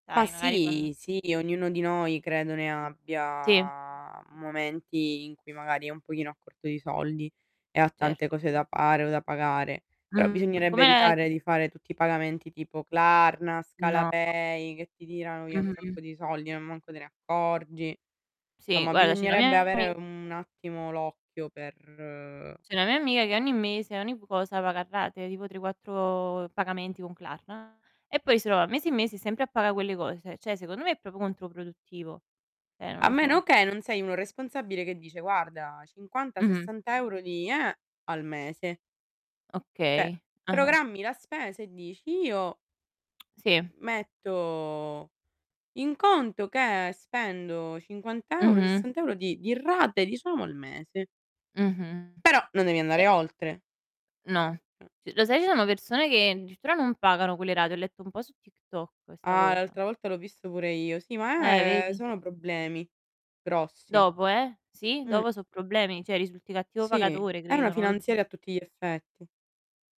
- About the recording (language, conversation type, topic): Italian, unstructured, Perché pensi che molte persone si indebitino facilmente?
- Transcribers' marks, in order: distorted speech; drawn out: "abbia"; other background noise; "amica" said as "amiga"; static; "cioè" said as "ceh"; "proprio" said as "propo"; "Cioè" said as "ceh"; "cioè" said as "ceh"